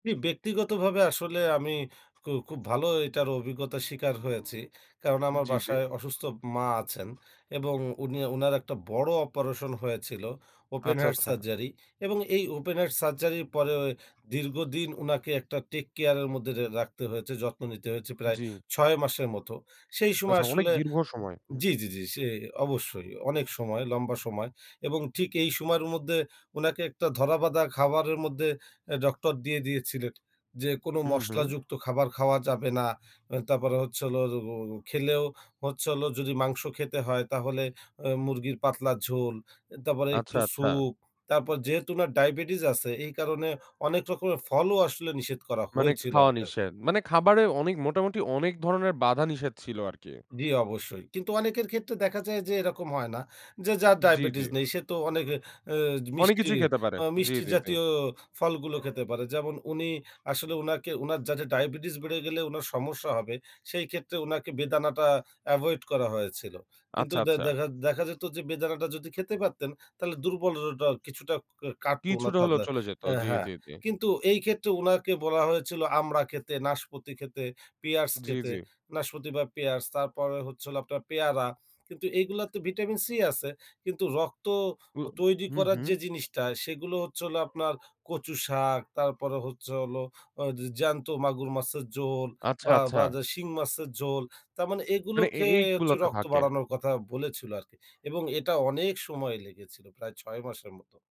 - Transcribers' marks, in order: horn; tapping; "আরকি" said as "আরকার"; other noise
- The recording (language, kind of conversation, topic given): Bengali, podcast, অসুস্থ কাউকে খাওয়ানোর মাধ্যমে তুমি কীভাবে তোমার যত্ন প্রকাশ করো?